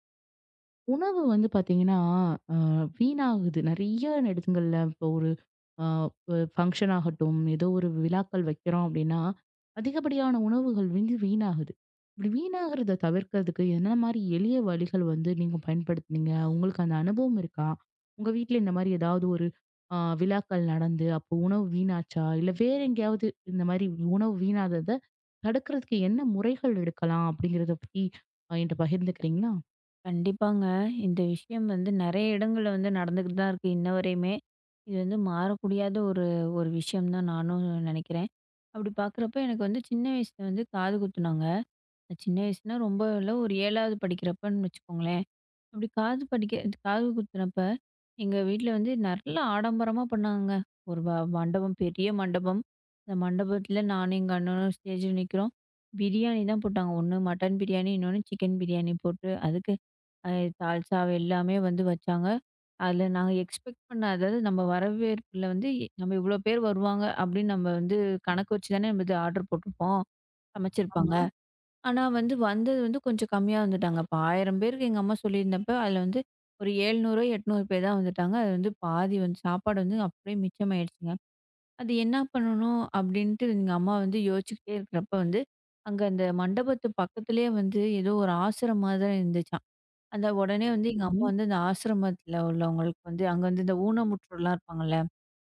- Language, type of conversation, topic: Tamil, podcast, உணவு வீணாவதைத் தவிர்க்க எளிய வழிகள் என்ன?
- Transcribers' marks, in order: in English: "ஃபங்ஷன்"; "முடியாத" said as "கூடியாத"; "மண்டபம்" said as "வண்டபம்"; in English: "ஸ்டேஜ்ல"; in English: "எக்ஸ்பெக்ட்"; siren